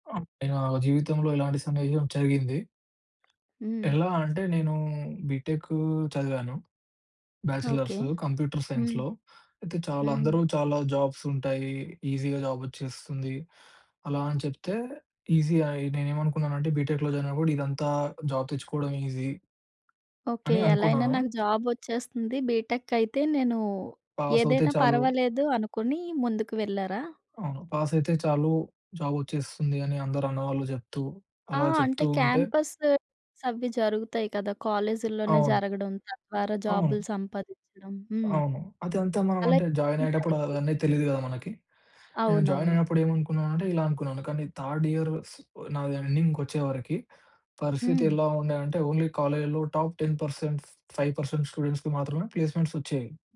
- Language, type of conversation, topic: Telugu, podcast, ముందుగా ఊహించని ఒక ఉద్యోగ అవకాశం మీ జీవితాన్ని ఎలా మార్చింది?
- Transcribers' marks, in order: tapping; in English: "బ్యాచలర్స్. కంప్యూటర్ సైన్స్‌లో"; in English: "ఈజీగా"; in English: "బిటెక్‌లో"; in English: "జాబ్"; in English: "ఈజీ"; in English: "బీటెక్"; in English: "క్యాంపస్ ప్లేస్మెంట్స్"; in English: "థర్డ్ ఇయర్"; in English: "ఎండింగ్‌కి"; in English: "ఓన్లీ"; in English: "టాప్ టెన్ పర్సెంట్ ఫైవ్ పర్సెంట్ స్టూడెంట్స్‌కి"; in English: "ప్లేస్మెంట్స్"